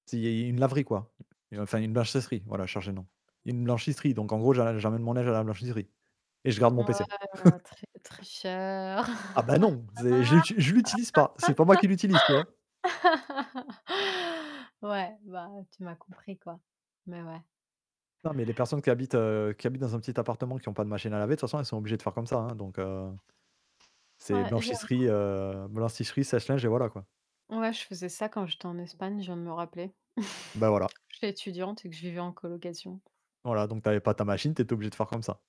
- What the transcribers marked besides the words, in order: static; tapping; distorted speech; chuckle; laugh; chuckle
- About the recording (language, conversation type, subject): French, unstructured, Comment les grandes inventions ont-elles changé notre vie quotidienne ?